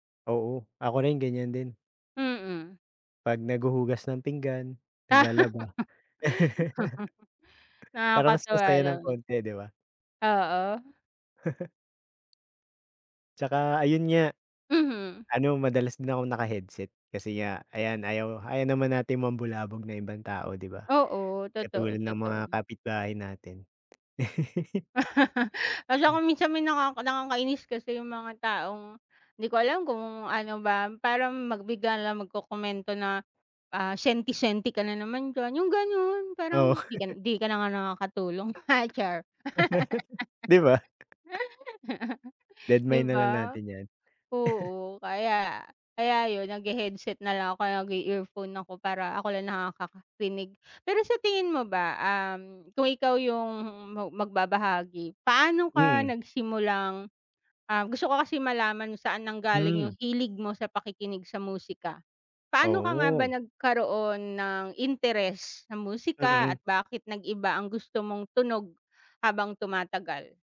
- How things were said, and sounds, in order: laugh; laugh; laugh; other background noise; laugh; laugh; chuckle; laugh; chuckle
- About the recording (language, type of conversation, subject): Filipino, unstructured, Paano ka naaapektuhan ng musika sa araw-araw?